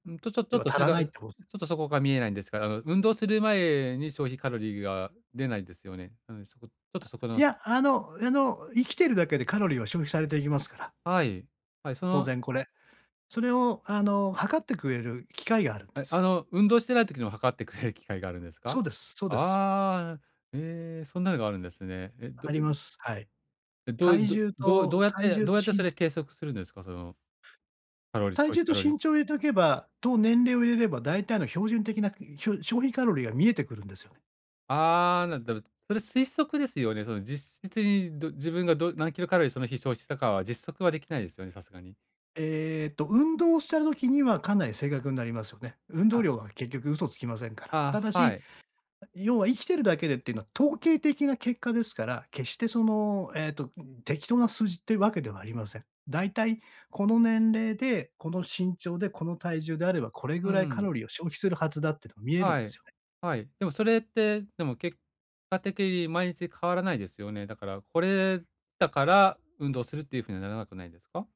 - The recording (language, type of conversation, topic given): Japanese, advice, 疲労や気分の波で習慣が続かないとき、どうすればいいですか？
- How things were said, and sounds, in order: other noise; tapping